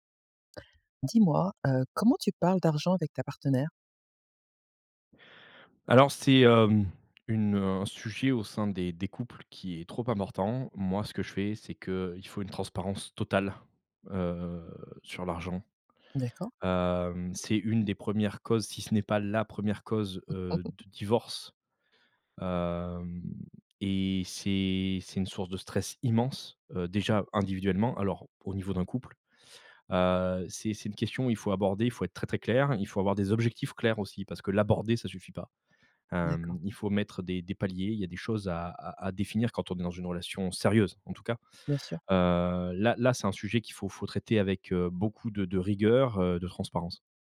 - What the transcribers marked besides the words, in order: chuckle; stressed: "immense"; stressed: "sérieuse"
- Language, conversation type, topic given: French, podcast, Comment parles-tu d'argent avec ton partenaire ?
- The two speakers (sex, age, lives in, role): female, 45-49, France, host; male, 35-39, France, guest